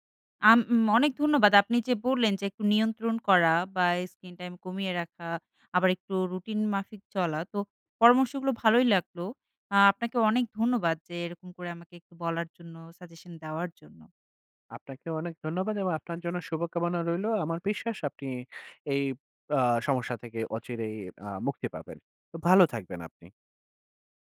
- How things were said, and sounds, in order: none
- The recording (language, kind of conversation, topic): Bengali, advice, ঘুমের অনিয়ম: রাতে জেগে থাকা, সকালে উঠতে না পারা